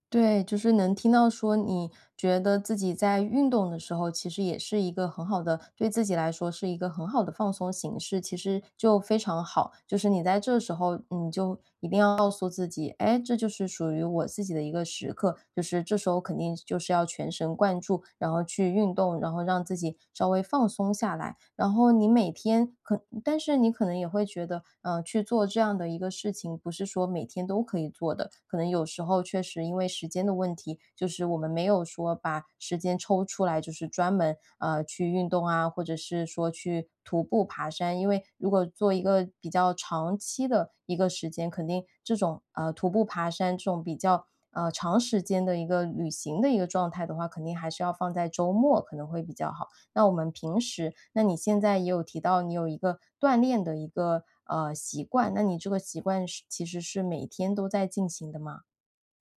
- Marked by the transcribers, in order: none
- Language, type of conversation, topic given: Chinese, advice, 我怎样才能把自我关怀变成每天的习惯？